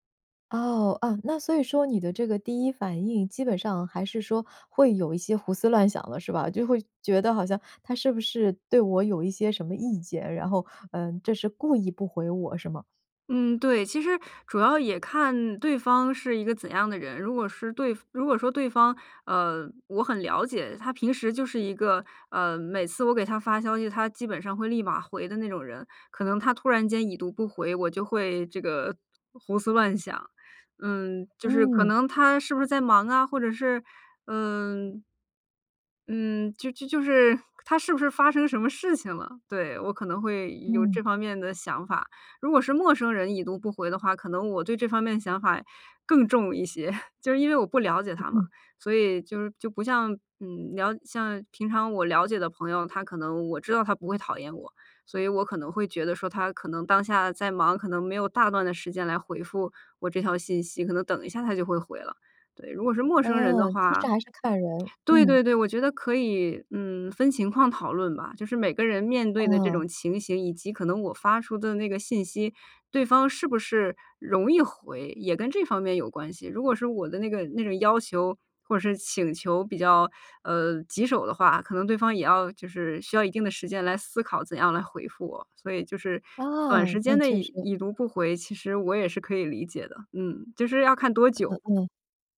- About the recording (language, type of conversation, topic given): Chinese, podcast, 看到对方“已读不回”时，你通常会怎么想？
- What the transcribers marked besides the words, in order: other background noise; laughing while speaking: "更重一些"